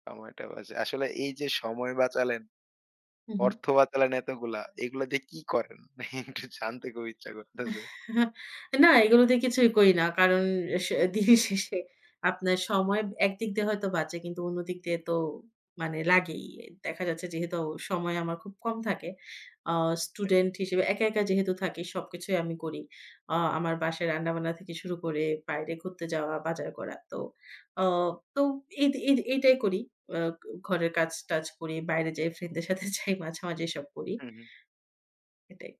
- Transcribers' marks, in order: laughing while speaking: "একটু জানতে কেও ইচ্ছা করছে"; "খুব" said as "কেও"; chuckle; other background noise
- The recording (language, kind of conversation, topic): Bengali, podcast, অনলাইন শিক্ষার অভিজ্ঞতা আপনার কেমন হয়েছে?